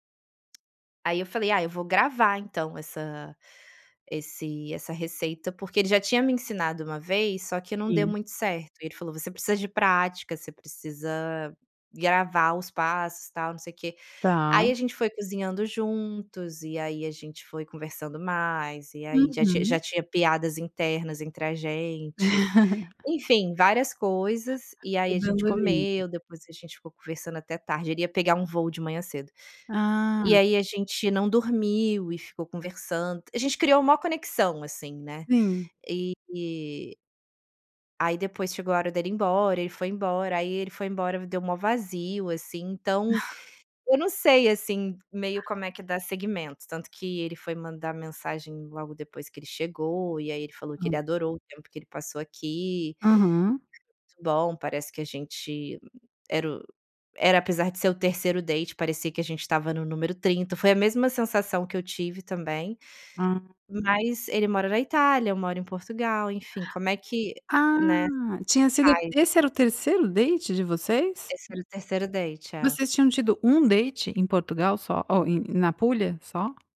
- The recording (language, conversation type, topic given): Portuguese, podcast, Como você retoma o contato com alguém depois de um encontro rápido?
- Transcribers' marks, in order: tapping; laugh; laugh; other noise